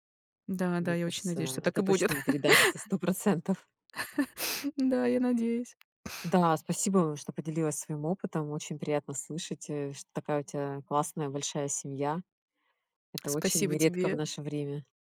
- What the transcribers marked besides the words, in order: laugh; tapping; laugh; sniff; tsk
- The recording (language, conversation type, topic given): Russian, podcast, Как отношения с братьями или сёстрами повлияли на тебя?